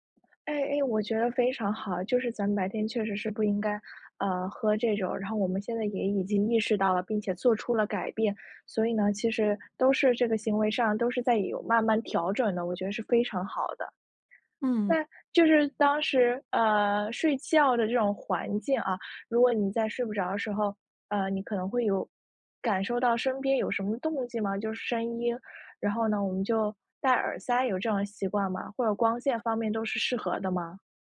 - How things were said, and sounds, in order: tapping; other background noise
- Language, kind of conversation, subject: Chinese, advice, 为什么我睡醒后仍然感到疲惫、没有精神？